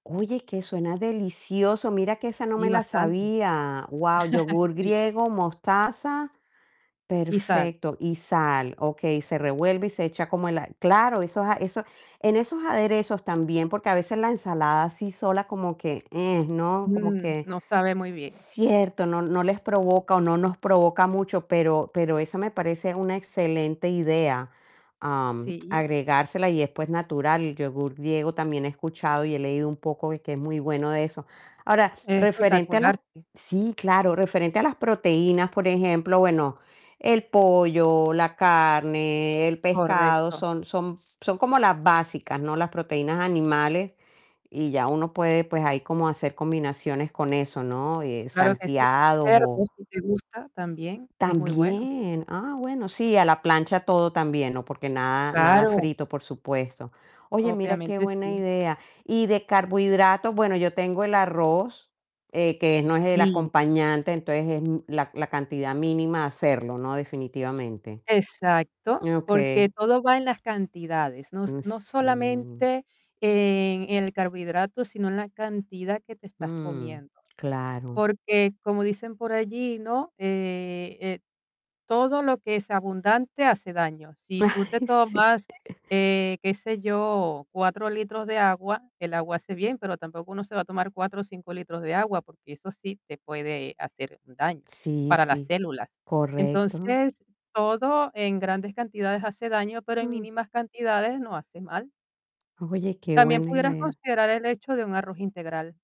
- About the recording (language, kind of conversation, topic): Spanish, advice, ¿Qué te dificulta planificar comidas nutritivas para toda la familia?
- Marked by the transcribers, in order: static; chuckle; chuckle